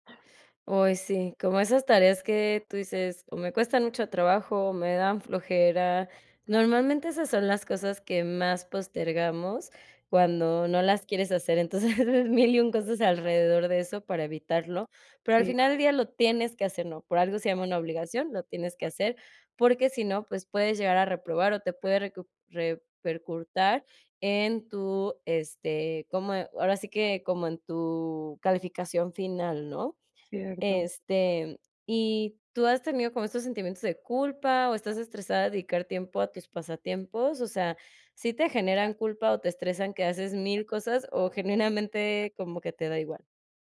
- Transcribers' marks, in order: chuckle; "repercutir" said as "repercurtar"
- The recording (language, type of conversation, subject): Spanish, advice, ¿Cómo puedo equilibrar mis pasatiempos con mis obligaciones diarias sin sentirme culpable?